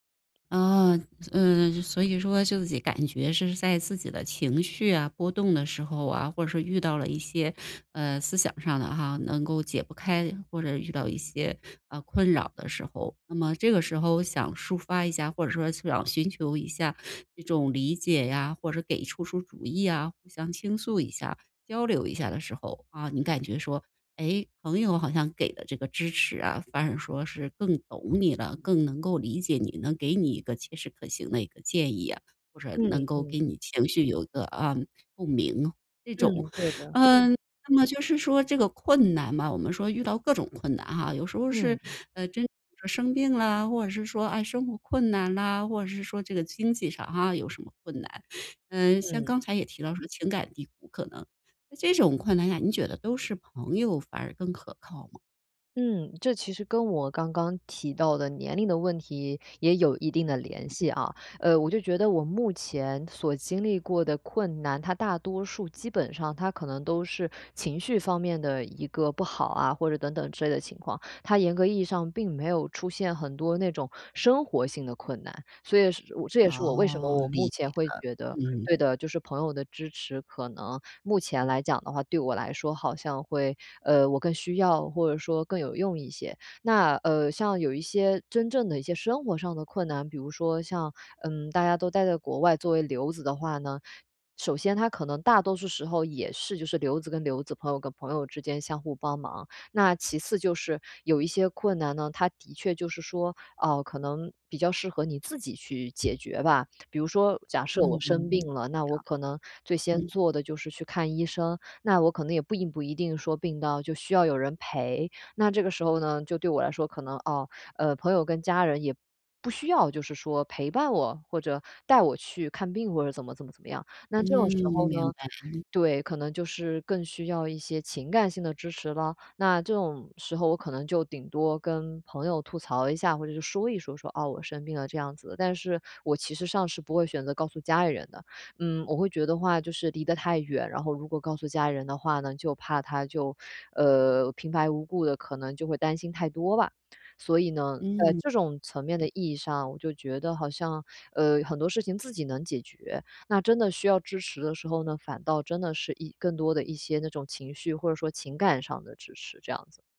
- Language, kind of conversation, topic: Chinese, podcast, 在面临困难时，来自家人还是朋友的支持更关键？
- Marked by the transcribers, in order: unintelligible speech; other background noise; tapping